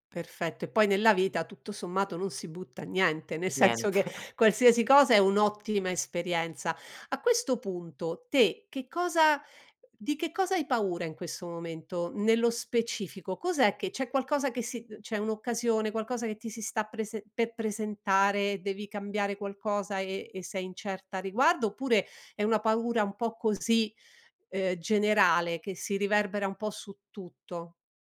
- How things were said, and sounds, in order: laughing while speaking: "Niente"
- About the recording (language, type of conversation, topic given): Italian, advice, Come posso gestire la paura del rifiuto e del fallimento?